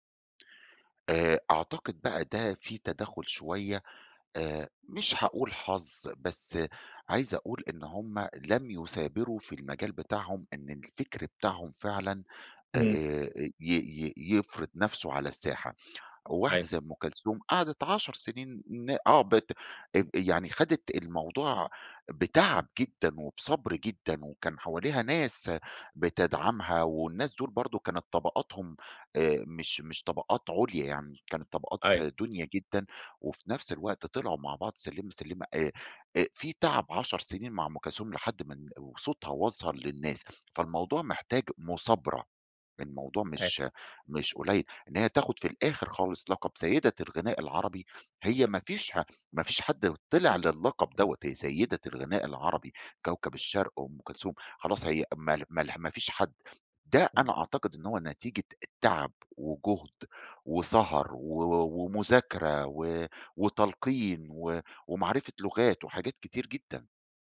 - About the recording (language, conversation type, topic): Arabic, podcast, إيه اللي بيخلّي الأيقونة تفضل محفورة في الذاكرة وليها قيمة مع مرور السنين؟
- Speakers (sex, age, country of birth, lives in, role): male, 30-34, Egypt, Egypt, host; male, 40-44, Egypt, Egypt, guest
- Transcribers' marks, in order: tapping; unintelligible speech; other noise